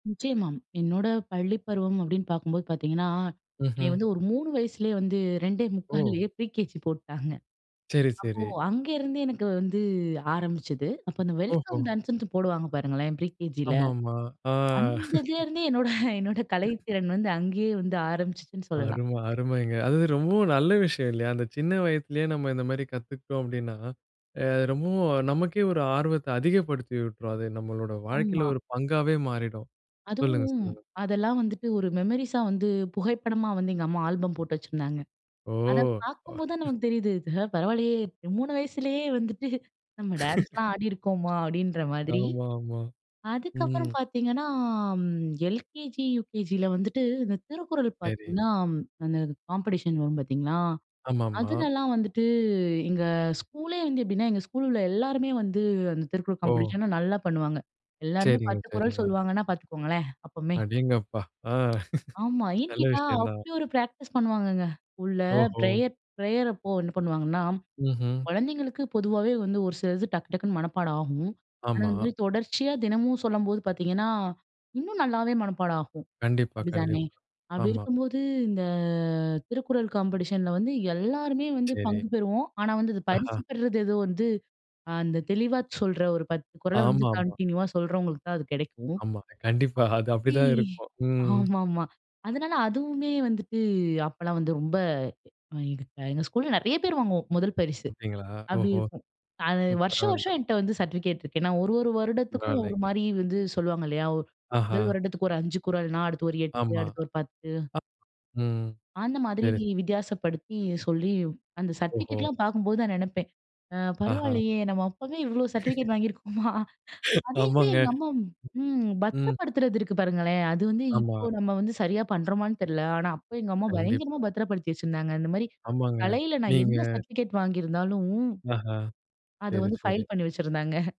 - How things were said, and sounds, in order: in English: "வெல்கம் டான்ஸ்ன்ட்டு"; chuckle; tapping; in English: "மெமரிஸா"; chuckle; laugh; other noise; in English: "காம்பெடிஷன்"; in English: "காம்பெடிஷன்"; other background noise; in English: "பிராக்டிஸ்"; in English: "ப்ரேயர் ப்ரேயர்"; in English: "காம்பெடிஷன்ல"; in English: "கண்டினியூவா"; unintelligible speech; in English: "சர்டிபிகேட்"; in English: "சர்டிபிகேட்லாம்"; in English: "சர்டிபிகேட்"; chuckle; "தெரியல" said as "தெர்ல"; in English: "சர்டிபிகேட்"; in English: "பைல்"; chuckle
- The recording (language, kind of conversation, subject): Tamil, podcast, குடும்பமும் பள்ளியும் உங்கள் கலைப் பயணத்திற்கு எப்படி ஊக்கம் அளித்தன?